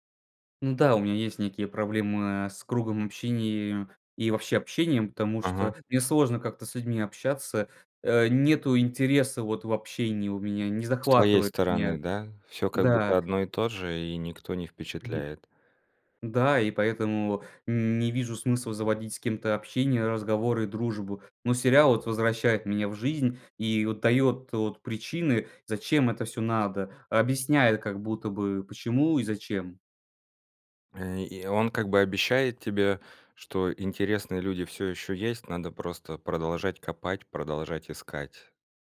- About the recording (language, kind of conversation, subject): Russian, podcast, Какой сериал стал для тебя небольшим убежищем?
- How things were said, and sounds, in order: none